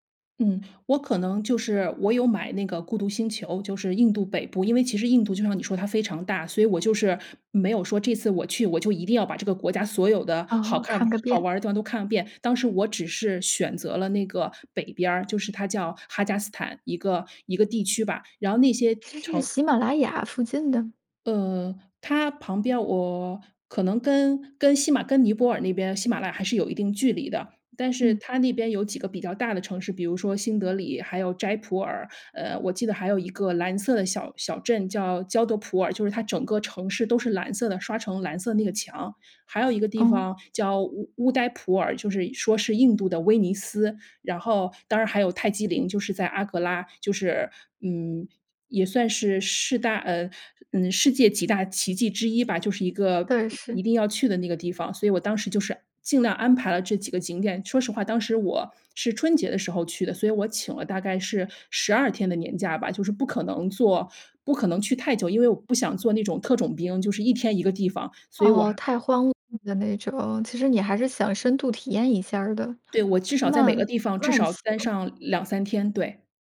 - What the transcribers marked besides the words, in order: none
- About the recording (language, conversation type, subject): Chinese, podcast, 旅行教给你最重要的一课是什么？